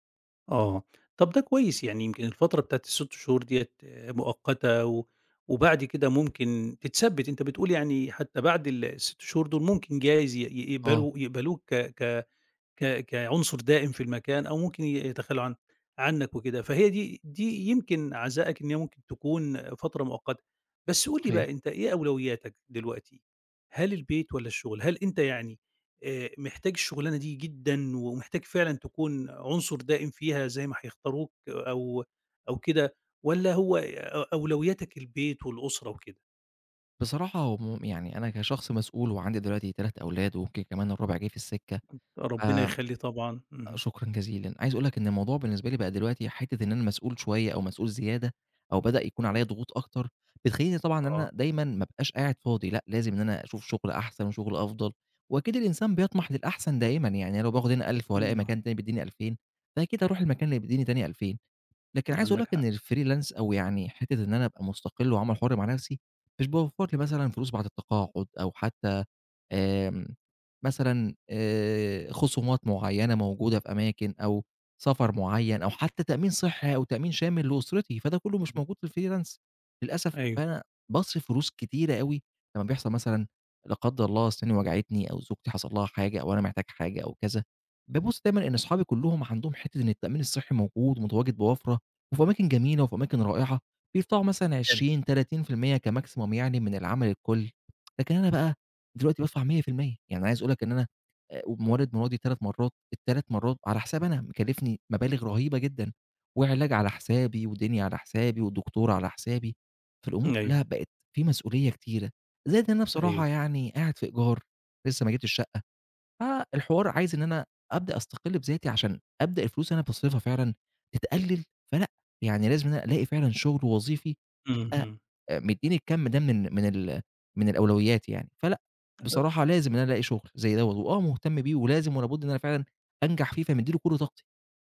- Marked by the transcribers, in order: other background noise; in English: "الfreelance"; in English: "الfreelance"; "بيدفعوا" said as "بيفتعوا"; in English: "كmaximum"; tsk; unintelligible speech
- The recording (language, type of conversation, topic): Arabic, advice, إزاي بتحس إنك قادر توازن بين الشغل وحياتك مع العيلة؟